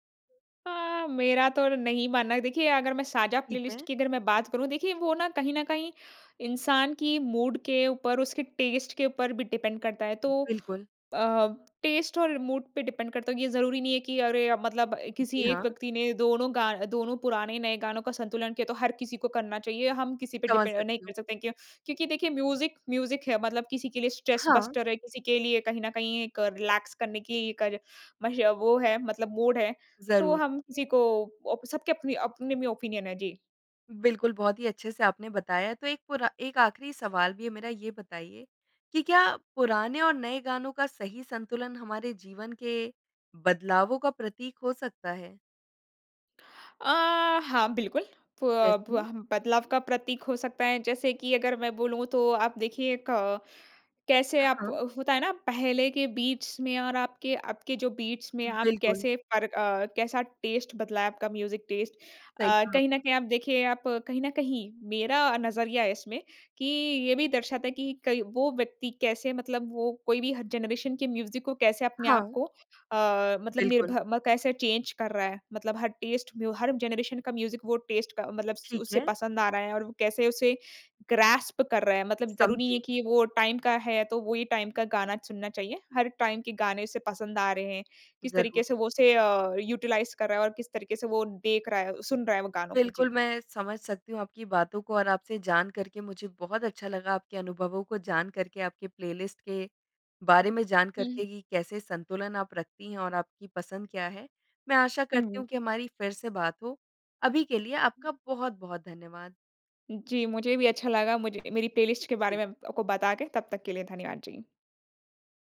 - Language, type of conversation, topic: Hindi, podcast, साझा प्लेलिस्ट में पुराने और नए गानों का संतुलन कैसे रखते हैं?
- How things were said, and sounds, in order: in English: "टेस्ट"; in English: "डिपेंड"; in English: "टेस्ट"; in English: "डिपेंड"; in English: "म्यूज़िक, म्यूज़िक"; in English: "स्ट्रेस बस्टर"; in English: "रिलैक्स"; in English: "ओपिनियन"; in English: "प्रेस"; in English: "बीट्स"; in English: "बीट्स"; in English: "टेस्ट"; in English: "म्यूज़िक टेस्ट"; in English: "जनरेशन"; in English: "म्यूज़िक"; in English: "टेस्ट"; in English: "जनरेशन"; in English: "म्यूज़िक"; in English: "टेस्ट"; in English: "ग्रैस्प"; in English: "टाइम"; in English: "टाइम"; in English: "टाइम"; in English: "यूटिलाइज़"